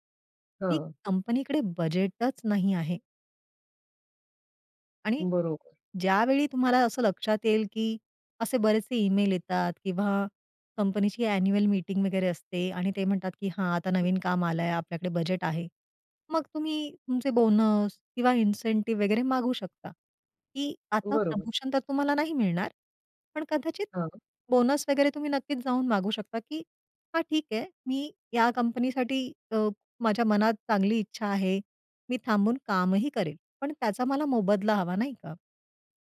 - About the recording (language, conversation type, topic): Marathi, podcast, नोकरीत पगारवाढ मागण्यासाठी तुम्ही कधी आणि कशी चर्चा कराल?
- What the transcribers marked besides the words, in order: in English: "ॲन्युअल"; other noise; in English: "इन्सेंटिव्ह"